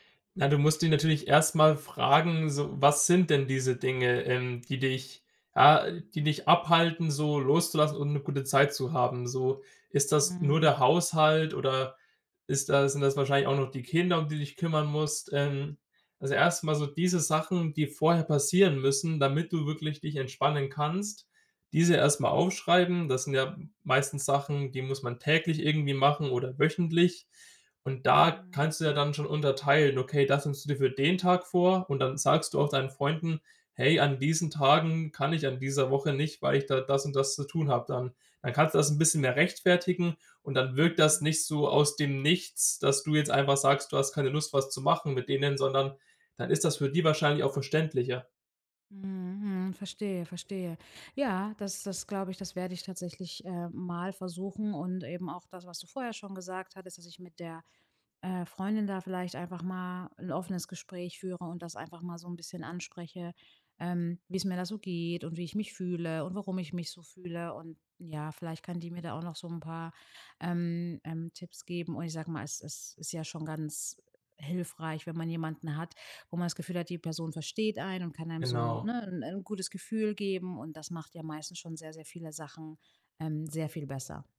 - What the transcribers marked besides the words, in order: stressed: "den"
- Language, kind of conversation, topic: German, advice, Wie gehe ich damit um, dass ich trotz Erschöpfung Druck verspüre, an sozialen Veranstaltungen teilzunehmen?